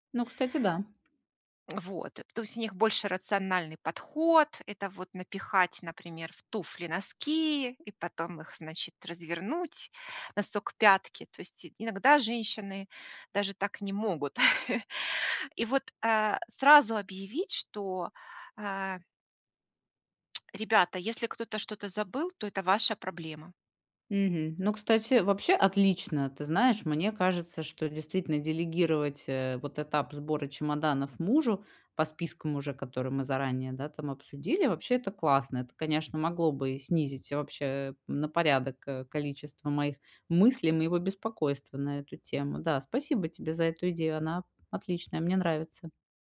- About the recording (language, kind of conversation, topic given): Russian, advice, Как мне меньше уставать и нервничать в поездках?
- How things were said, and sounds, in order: tapping; other background noise; chuckle; tsk